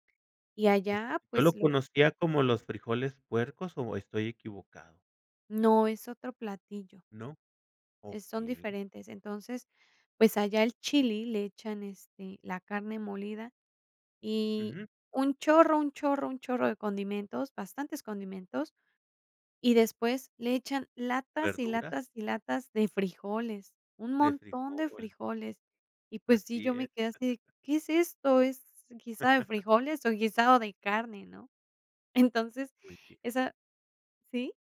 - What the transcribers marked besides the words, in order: laugh
- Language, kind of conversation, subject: Spanish, podcast, ¿Qué viaje te cambió la manera de ver la vida?